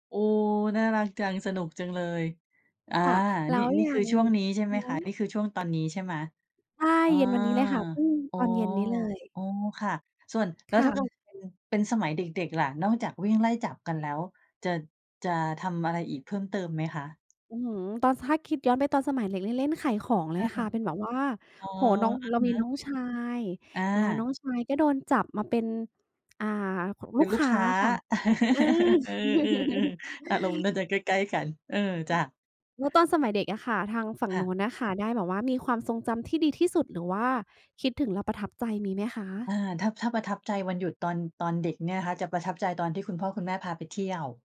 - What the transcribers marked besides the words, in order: unintelligible speech; other background noise; chuckle
- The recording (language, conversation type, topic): Thai, unstructured, วันหยุดสมัยเด็กคุณมักทำอะไรบ้าง?